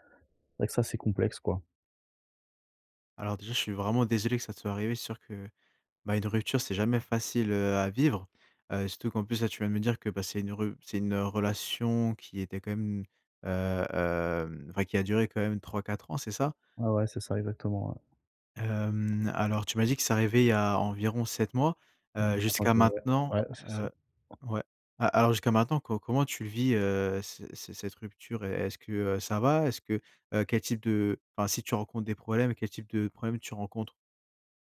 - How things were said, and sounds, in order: unintelligible speech; tapping
- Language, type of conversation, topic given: French, advice, Comment décrirais-tu ta rupture récente et pourquoi as-tu du mal à aller de l’avant ?